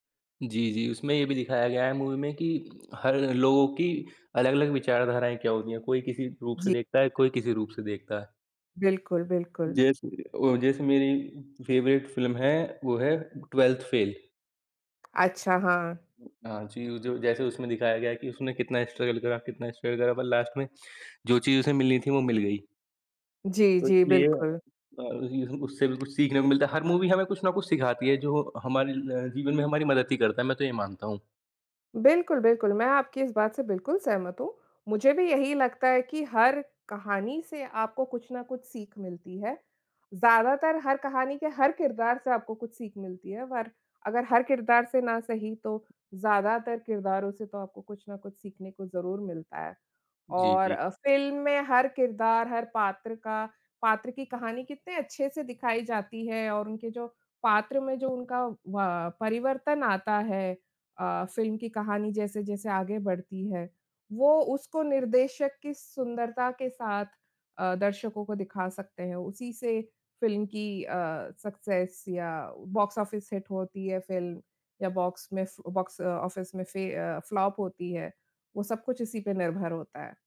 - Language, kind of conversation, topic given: Hindi, unstructured, क्या फिल्म के किरदारों का विकास कहानी को बेहतर बनाता है?
- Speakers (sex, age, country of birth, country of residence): female, 35-39, India, India; male, 20-24, India, India
- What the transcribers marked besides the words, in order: in English: "फेवरेट"; other background noise; in English: "स्ट्रगल"; in English: "स्ट्रगल"; in English: "लास्ट"; tapping; in English: "सक्सेस"; in English: "फ्लॉप"